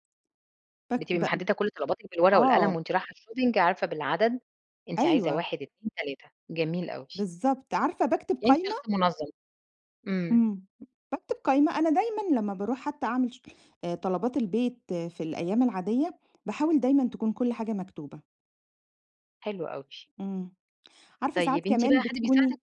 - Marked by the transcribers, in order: tapping; in English: "الshopping"
- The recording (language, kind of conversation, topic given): Arabic, podcast, إزاي بتخطط لقائمة الأكل لعزومة أو مناسبة؟